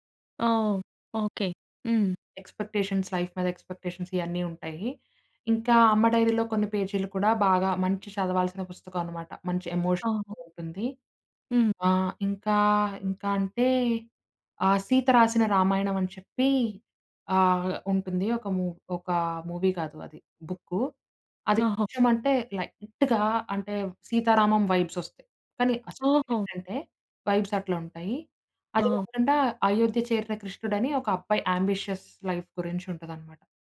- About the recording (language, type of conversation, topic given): Telugu, podcast, మీ భాష మీ గుర్తింపుపై ఎంత ప్రభావం చూపుతోంది?
- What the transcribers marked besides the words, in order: in English: "ఎక్స్పెక్టేషన్స్ లైఫ్"; in English: "ఎక్స్పెక్టేషన్స్"; in English: "ఎమోషన్"; in English: "మూవీ"; in English: "లైట్‌గా"; in English: "వైబ్స్"; tapping; in English: "వైబ్స్"; in English: "యాంబిషియస్ లైఫ్"